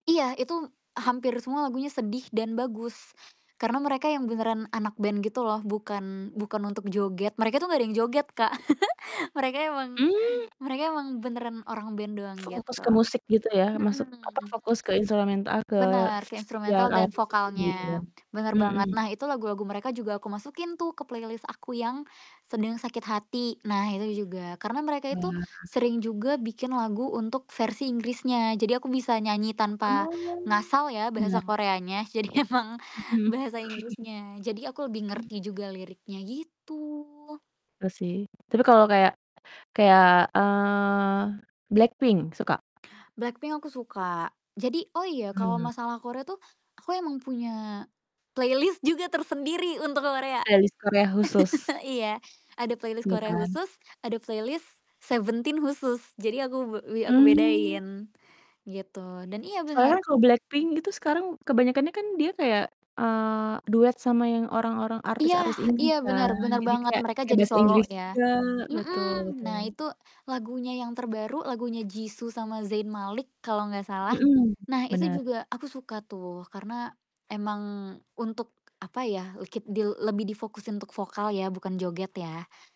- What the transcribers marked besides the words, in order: static; distorted speech; chuckle; other background noise; background speech; in English: "playlist"; laughing while speaking: "Jadi emang"; chuckle; tapping; drawn out: "eee"; in English: "playlist"; in English: "Playlist"; chuckle; in English: "playlist"; in English: "playlist"
- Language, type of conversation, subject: Indonesian, podcast, Bagaimana musik membantu kamu saat sedang susah atau sedih?
- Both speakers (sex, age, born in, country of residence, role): female, 20-24, Indonesia, Indonesia, guest; female, 35-39, Indonesia, Indonesia, host